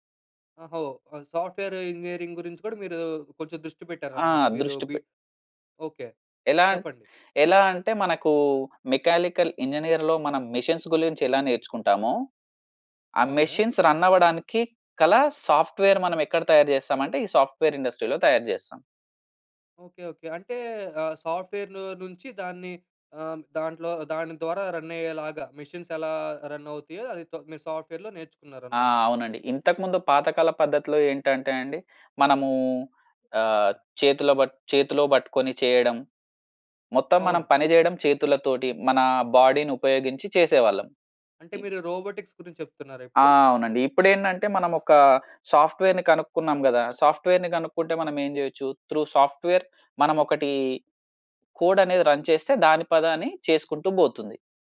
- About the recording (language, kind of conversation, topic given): Telugu, podcast, కెరీర్ మార్పు గురించి ఆలోచించినప్పుడు మీ మొదటి అడుగు ఏమిటి?
- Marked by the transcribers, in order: in English: "సాఫ్ట్‌వే‌ర్ ఇంజినీరింగ్"; in English: "మెకాలికల్ ఇంజనీర్‌లో"; "మెకానికల్" said as "మెకాలికల్"; in English: "మెషిన్స్"; "గురించి" said as "గు‌లించి"; in English: "మెషిన్స్ రన్"; in English: "సాఫ్ట్‌వేర్"; in English: "సాఫ్ట్‌వే‌ర్ ఇండస్ట్రి‌లో"; in English: "సాఫ్ట్‌వే‌ర్‌లో"; in English: "రన్"; in English: "మెషిన్స్"; in English: "రన్"; in English: "సాఫ్ట్‌వే‌ర్‌లో"; in English: "బాడీ‌ని"; in English: "రోబోటిక్స్"; in English: "సాఫ్ట్‌వేర్‌ని"; in English: "సాఫ్ట్‌వేర్‌ని"; in English: "త్రూ సాఫ్ట్‌వేర్"; in English: "కోడ్"; in English: "రన్"